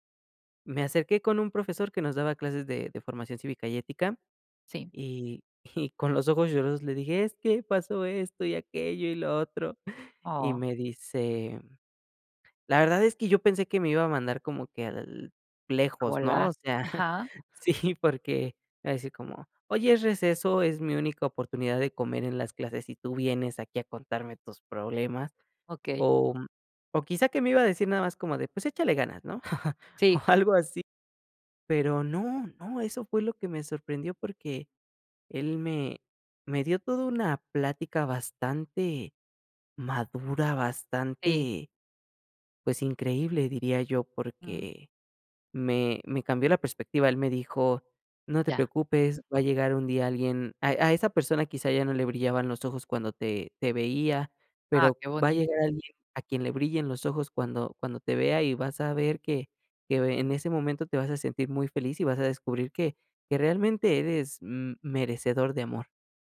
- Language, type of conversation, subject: Spanish, podcast, ¿Qué pequeño gesto tuvo consecuencias enormes en tu vida?
- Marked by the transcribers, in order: laughing while speaking: "y"; laughing while speaking: "sí"; laughing while speaking: "o algo así"; surprised: "no, no"